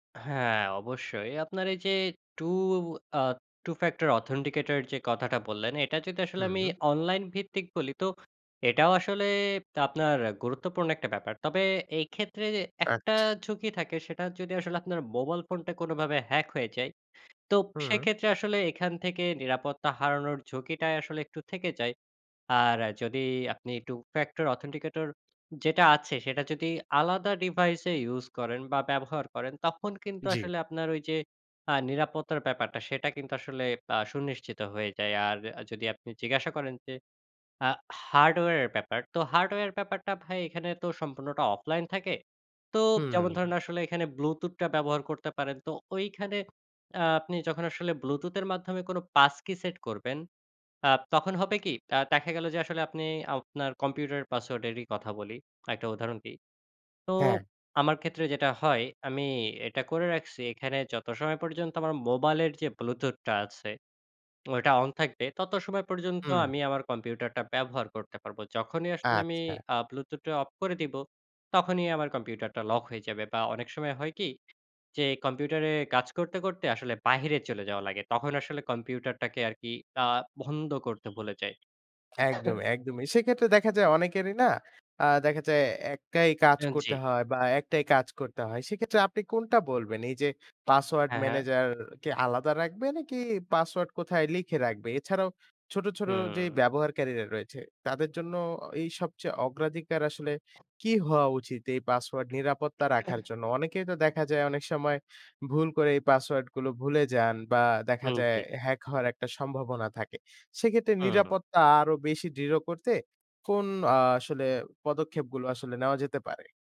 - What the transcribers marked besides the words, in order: in English: "Two-factor authenticator"; in English: "Two-factor authenticator"; in English: "device"; in English: "pass-key set"; "বন্ধ" said as "ভন্ধ"; cough; throat clearing
- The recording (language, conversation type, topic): Bengali, podcast, পাসওয়ার্ড ও অনলাইন নিরাপত্তা বজায় রাখতে কী কী টিপস অনুসরণ করা উচিত?